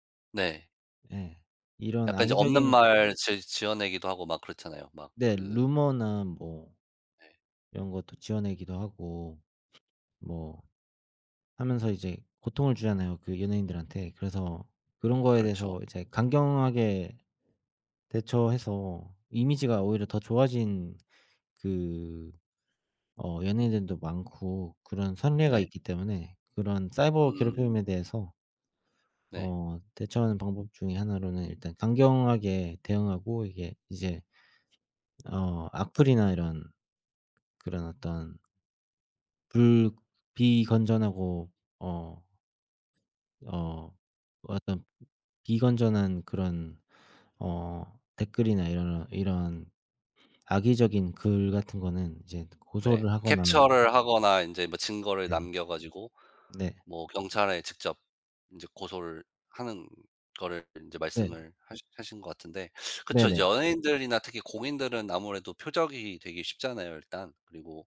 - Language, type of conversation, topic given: Korean, unstructured, 사이버 괴롭힘에 어떻게 대처하는 것이 좋을까요?
- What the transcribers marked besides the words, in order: other background noise; tapping; teeth sucking